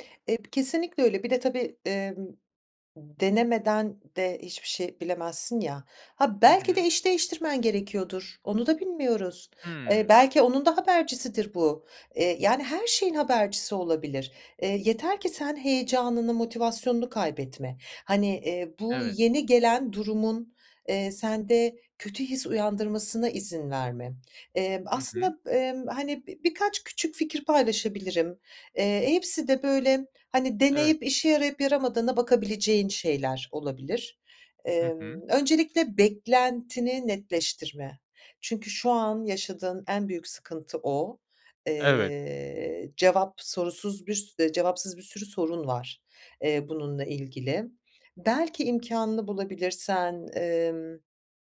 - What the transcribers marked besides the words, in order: none
- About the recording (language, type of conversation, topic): Turkish, advice, İş yerinde büyük bir rol değişikliği yaşadığınızda veya yeni bir yönetim altında çalışırken uyum süreciniz nasıl ilerliyor?